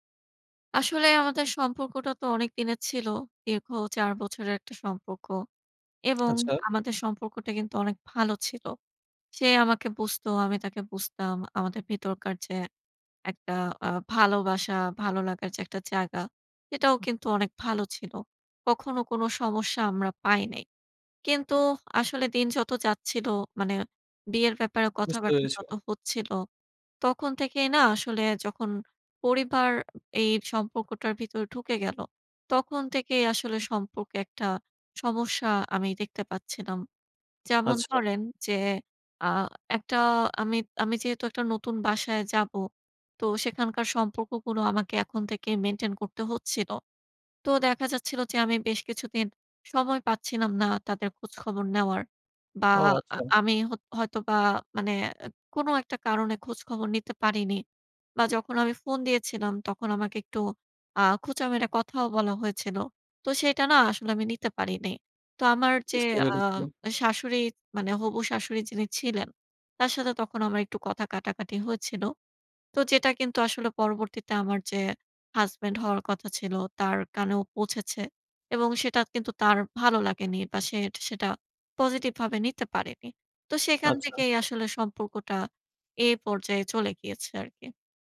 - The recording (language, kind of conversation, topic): Bengali, advice, ব্রেকআপের পর প্রচণ্ড দুঃখ ও কান্না কীভাবে সামলাব?
- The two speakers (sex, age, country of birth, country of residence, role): female, 55-59, Bangladesh, Bangladesh, user; male, 20-24, Bangladesh, Bangladesh, advisor
- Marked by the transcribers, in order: lip smack; "এই" said as "এইর"; tapping; "সম্পর্কগুলো" said as "সম্পর্কগুনো"